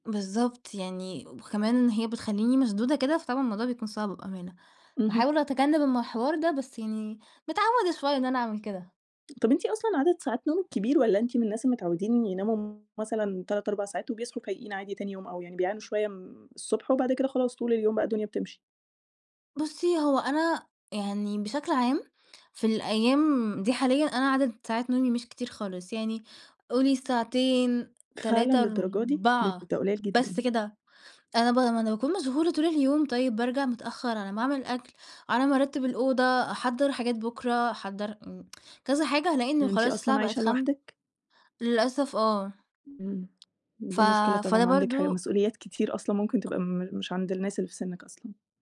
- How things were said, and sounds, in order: "الحوار" said as "المحوار"; tapping; tsk; other noise
- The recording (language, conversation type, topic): Arabic, podcast, بتعمل إيه لما ما تعرفش تنام؟